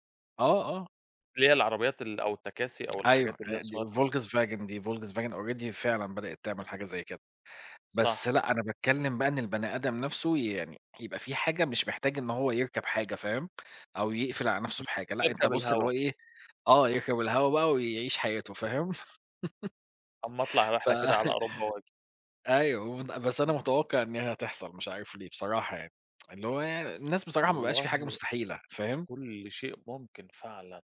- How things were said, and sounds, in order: unintelligible speech; in English: "already"; other background noise; chuckle; laughing while speaking: "ف"; tsk; tapping
- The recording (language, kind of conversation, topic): Arabic, unstructured, إيه أهم الاكتشافات العلمية اللي غيّرت حياتنا؟